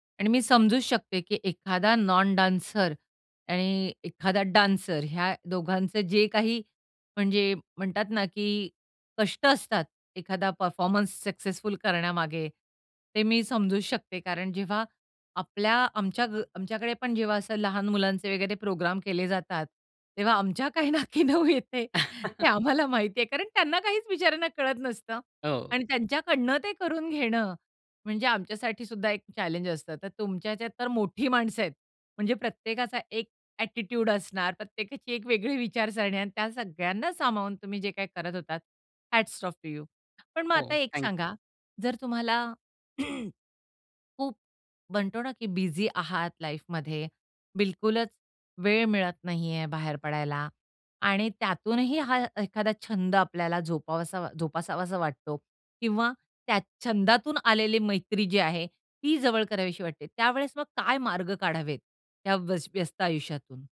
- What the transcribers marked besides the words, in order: in English: "नॉन डान्सर"; in English: "डान्सर"; in English: "परफॉर्मन्स सक्सेसफुल"; laughing while speaking: "काय नाकी नऊ येते ते आम्हाला माहिती आहे"; chuckle; in English: "ॲटिट्यूड"; in English: "थँक यू"; in English: "हॅट्स ऑफ टू यू"; tapping; throat clearing; in English: "लाईफमध्ये"
- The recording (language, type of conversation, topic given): Marathi, podcast, छंदांमुळे तुम्हाला नवीन ओळखी आणि मित्र कसे झाले?